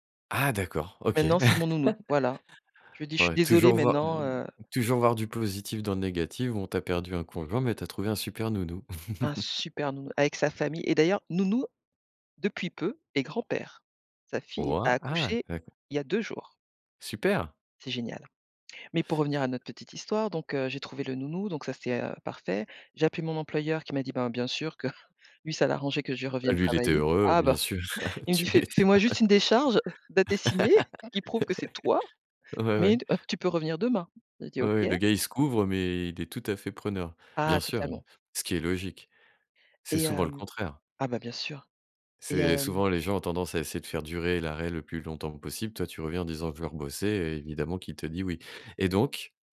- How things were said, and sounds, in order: chuckle; stressed: "super"; chuckle; tapping; chuckle; chuckle; laughing while speaking: "sûr. Tu m'étonnes. Eh, ouais. Ouais, ouais"; other background noise
- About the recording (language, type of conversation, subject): French, podcast, Quel défi a révélé une force insoupçonnée en toi ?